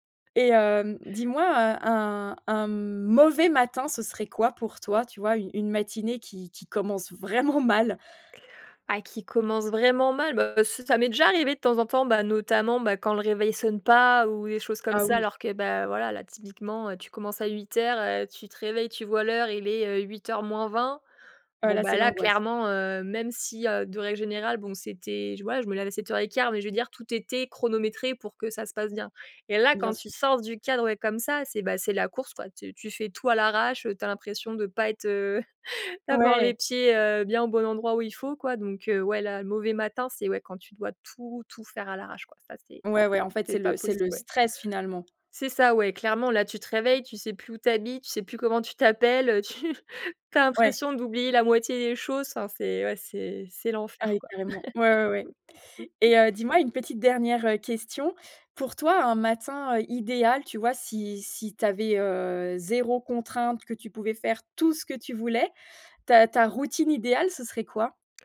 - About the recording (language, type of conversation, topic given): French, podcast, Quelle est ta routine du matin, et comment ça se passe chez toi ?
- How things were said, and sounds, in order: laughing while speaking: "vraiment mal ?"; chuckle; laughing while speaking: "tu"; chuckle